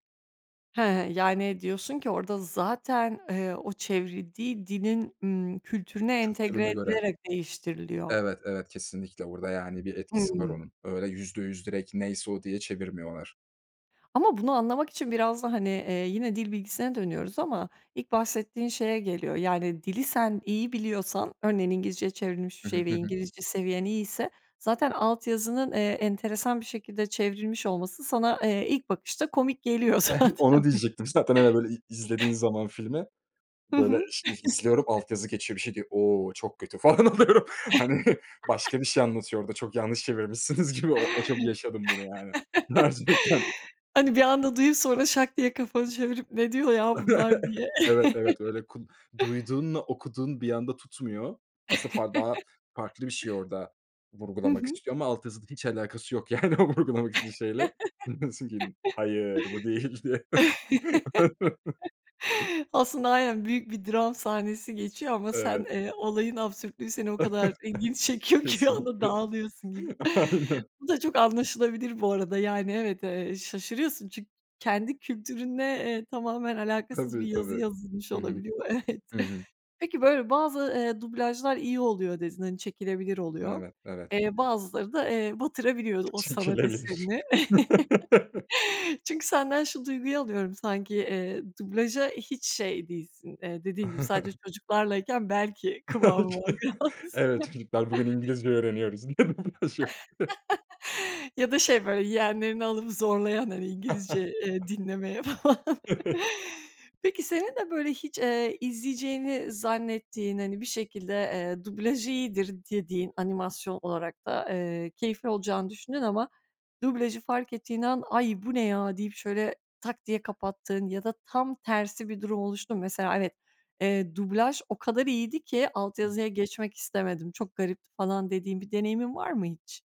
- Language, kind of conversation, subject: Turkish, podcast, Dublajı mı yoksa altyazıyı mı tercih edersin, neden?
- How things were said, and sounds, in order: chuckle; laughing while speaking: "Zaten"; laughing while speaking: "zaten, bir"; other background noise; chuckle; laughing while speaking: "falan oluyorum"; laugh; chuckle; laughing while speaking: "çevirmişsiniz gibi"; laugh; laughing while speaking: "gerçekten"; chuckle; chuckle; laugh; laughing while speaking: "yani, o vurgulamak istediğin şeyle. Hayır, bu değildi"; unintelligible speech; laugh; laughing while speaking: "ilgini çekiyor ki"; chuckle; laughing while speaking: "Kesinlikle. Aynen"; other noise; laughing while speaking: "evet"; laughing while speaking: "Çekilebilir"; chuckle; laugh; chuckle; chuckle; laughing while speaking: "belki kıvamı var biraz"; chuckle; unintelligible speech; chuckle; laughing while speaking: "falan"; chuckle